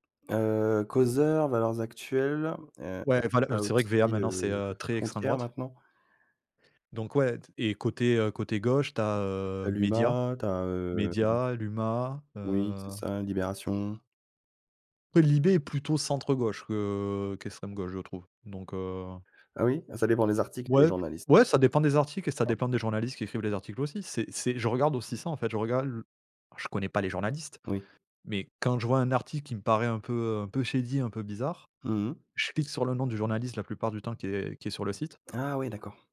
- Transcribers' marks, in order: other background noise; "l'Humanité" said as "l'huma"; drawn out: "que"; unintelligible speech; in English: "shady"
- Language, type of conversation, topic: French, podcast, Comment fais-tu pour repérer les fausses informations ?